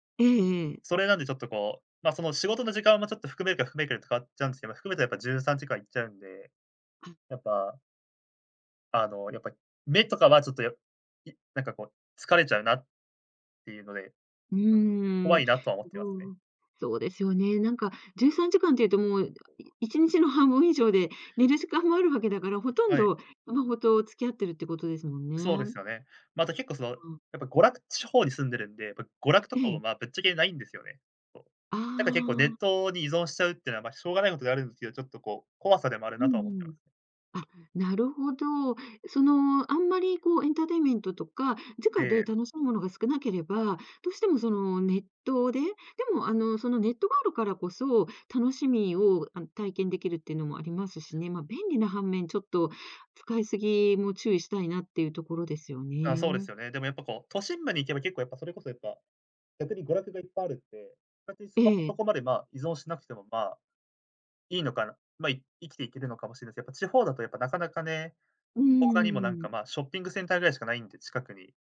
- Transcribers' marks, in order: unintelligible speech; other background noise
- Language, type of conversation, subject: Japanese, podcast, スマホと上手に付き合うために、普段どんな工夫をしていますか？